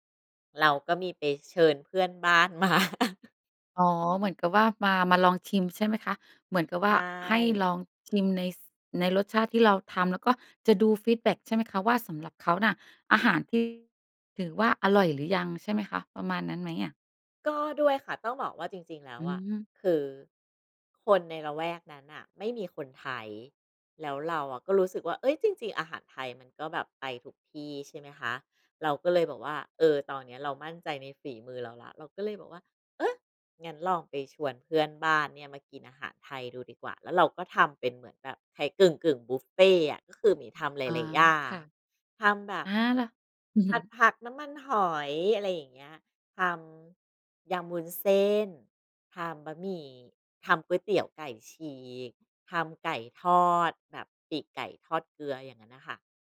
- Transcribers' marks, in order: laugh; other background noise; chuckle
- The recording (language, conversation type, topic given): Thai, podcast, อาหารช่วยให้คุณปรับตัวได้อย่างไร?